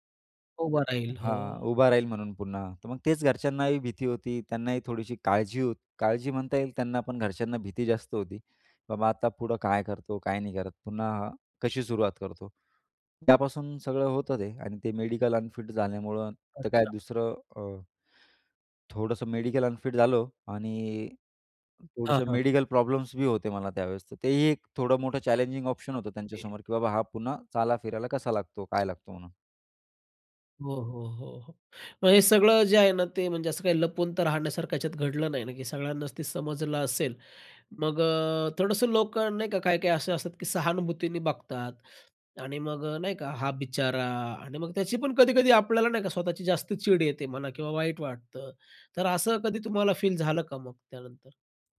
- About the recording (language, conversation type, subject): Marathi, podcast, तुमच्या आयुष्यातलं सर्वात मोठं अपयश काय होतं आणि त्यातून तुम्ही काय शिकलात?
- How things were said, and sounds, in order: other background noise